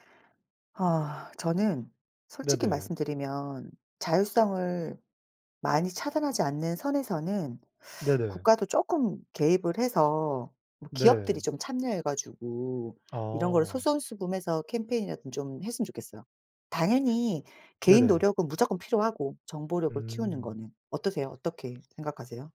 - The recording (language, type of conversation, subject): Korean, unstructured, 가짜 뉴스가 사회에 어떤 영향을 미칠까요?
- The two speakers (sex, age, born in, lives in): female, 40-44, South Korea, South Korea; male, 20-24, South Korea, South Korea
- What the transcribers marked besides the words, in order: other background noise